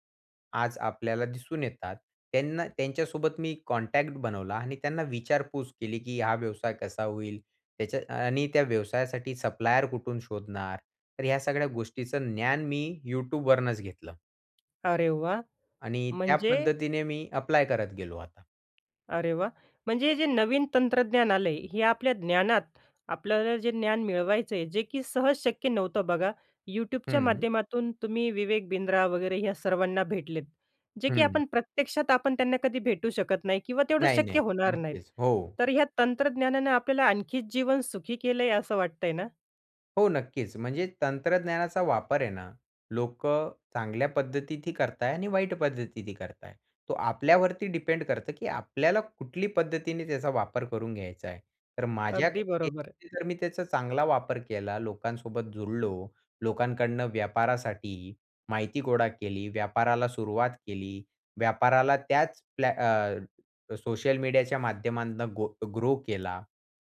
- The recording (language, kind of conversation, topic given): Marathi, podcast, नवीन क्षेत्रात उतरताना ज्ञान कसं मिळवलंत?
- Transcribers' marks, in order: in English: "कॉन्टॅक्ट"; other background noise; tapping; other noise